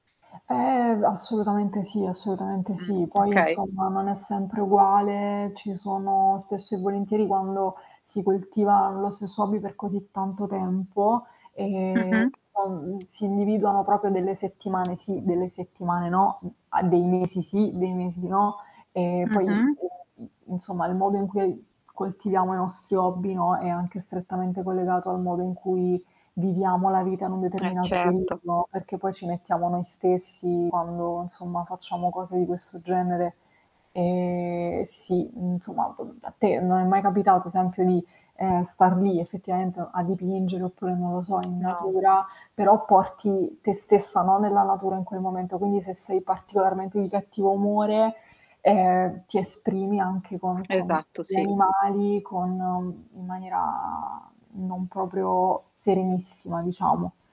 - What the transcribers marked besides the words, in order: static; other background noise; tapping; distorted speech; "certo" said as "cetto"; "insomma" said as "nsomma"; drawn out: "maniera"
- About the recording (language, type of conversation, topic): Italian, unstructured, Che cosa ti fa sentire più te stesso?